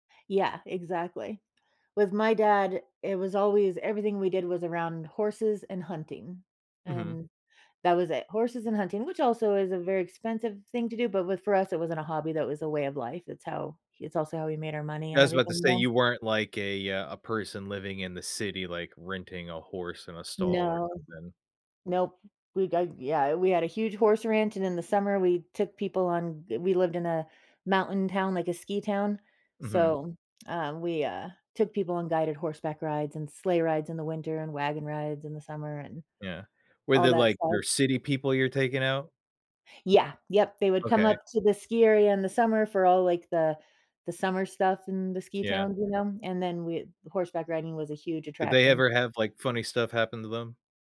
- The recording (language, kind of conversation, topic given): English, unstructured, What keeps me laughing instead of quitting when a hobby goes wrong?
- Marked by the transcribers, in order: tapping; other background noise